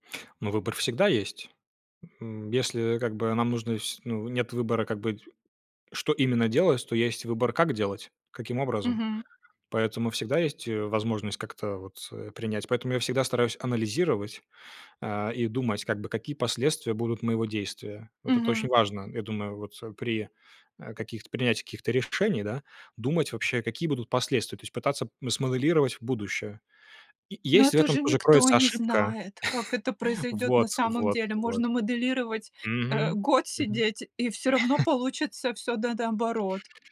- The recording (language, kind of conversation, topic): Russian, podcast, Как принимать решения, чтобы потом не жалеть?
- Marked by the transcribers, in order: laugh